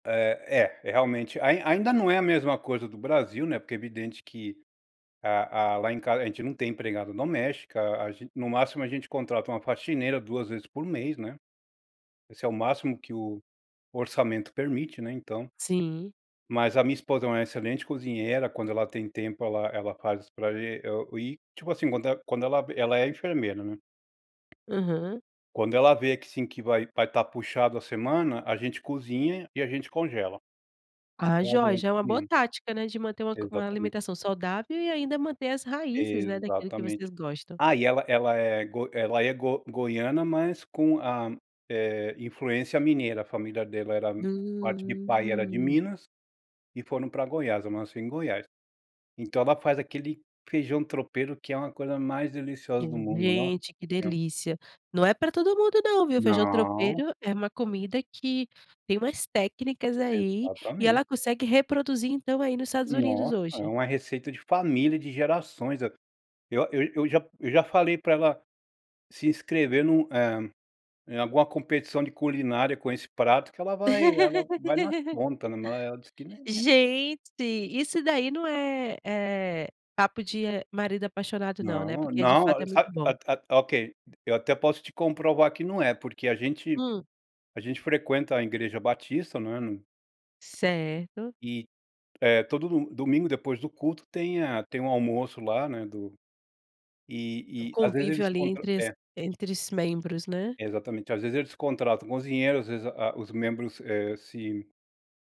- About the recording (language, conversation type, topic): Portuguese, podcast, Como a comida da sua infância se transforma quando você mora em outro país?
- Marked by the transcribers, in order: tapping; laugh